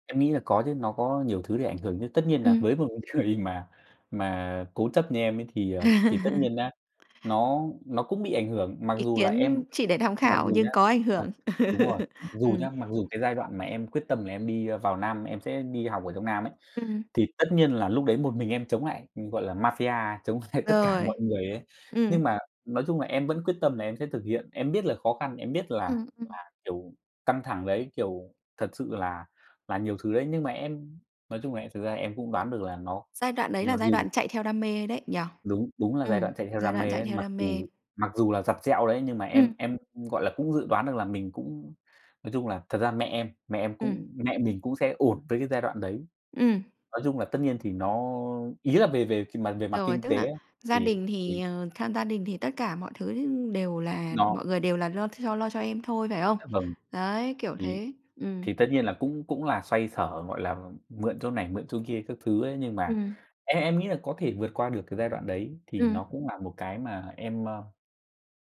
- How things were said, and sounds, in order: tapping; laughing while speaking: "người"; laugh; other background noise; laugh; other animal sound; laughing while speaking: "chống lại"
- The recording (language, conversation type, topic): Vietnamese, podcast, Bạn cân bằng giữa việc theo đuổi đam mê và đáp ứng nhu cầu thị trường như thế nào?